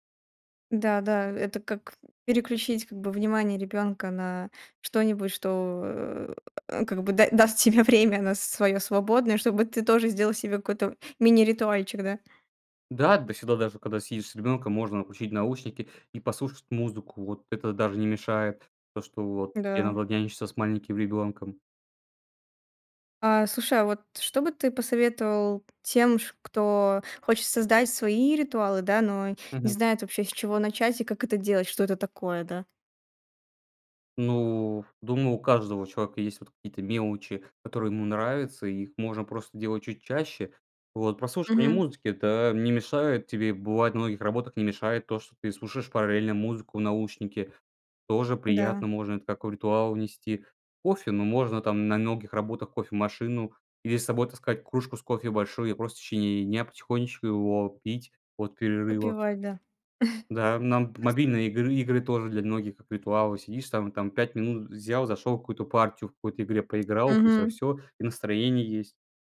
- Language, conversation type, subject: Russian, podcast, Как маленькие ритуалы делают твой день лучше?
- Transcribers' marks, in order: grunt; tapping; chuckle; unintelligible speech